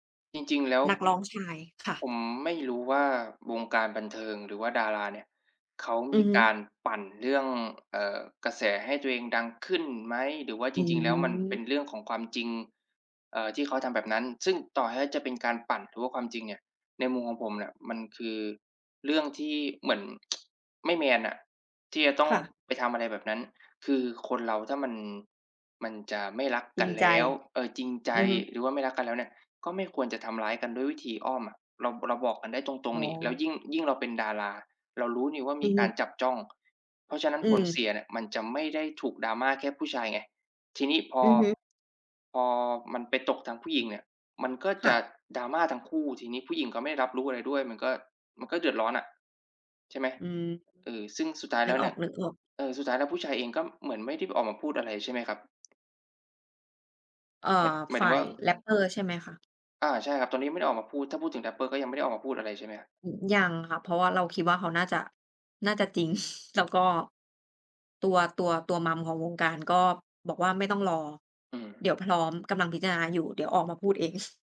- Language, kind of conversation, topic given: Thai, unstructured, ทำไมคนถึงชอบติดตามดราม่าของดาราในโลกออนไลน์?
- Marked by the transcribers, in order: other background noise; tsk; tapping; chuckle; chuckle